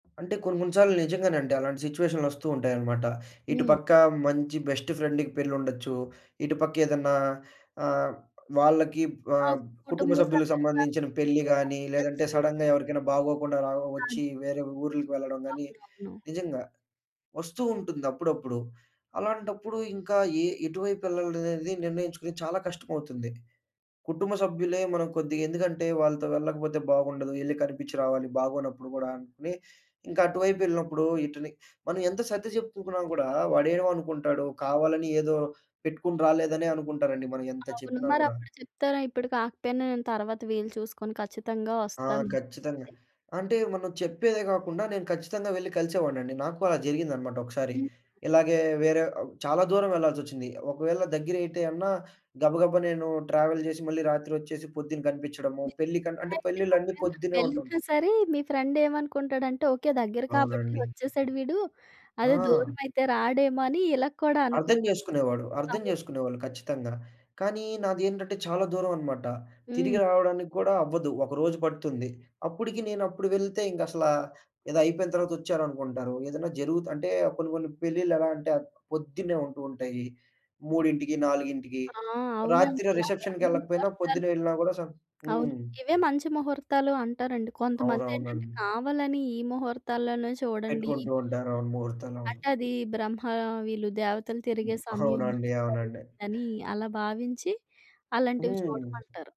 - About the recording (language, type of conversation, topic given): Telugu, podcast, మిత్రుడి అభ్యర్థన మీకు సరిపోకపోతే మీరు దాన్ని మర్యాదగా ఎలా తిరస్కరిస్తారు?
- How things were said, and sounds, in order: in English: "సిట్యుయేషన్‌లొస్తూ"; in English: "బెస్ట్ ఫ్రెండ్‌కి"; in English: "సడెన్‌గా"; in English: "ట్రావెల్"; in English: "ఫ్రెండ్"; in English: "రిసెప్షన్‌కెళ్ళకపోయినా"; tapping